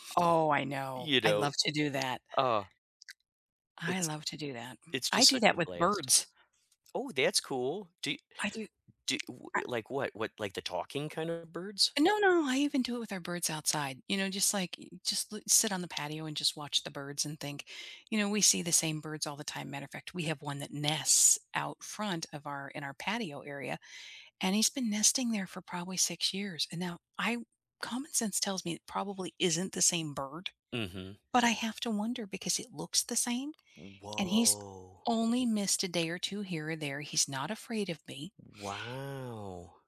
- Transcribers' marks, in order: tapping; other background noise; put-on voice: "I"; stressed: "nests"; drawn out: "Woah"; drawn out: "Wow"
- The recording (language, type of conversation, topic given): English, unstructured, Who in your life most shaped how you relate to animals, and how does it show today?
- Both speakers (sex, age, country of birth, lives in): female, 55-59, United States, United States; male, 55-59, United States, United States